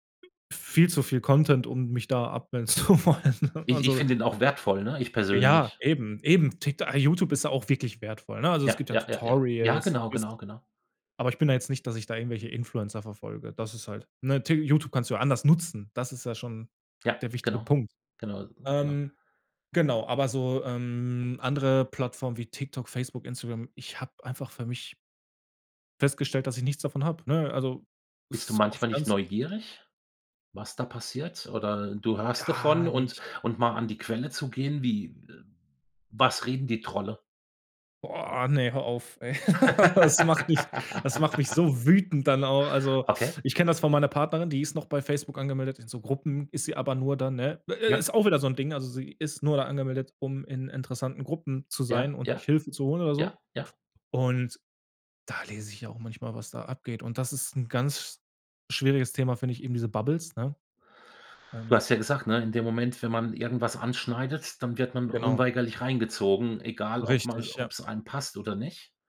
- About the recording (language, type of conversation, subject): German, podcast, Wie können Algorithmen unsere Meinungen beeinflussen?
- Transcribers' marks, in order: laughing while speaking: "zu wollen"; drawn out: "ähm"; chuckle; laugh; in English: "Bubbles"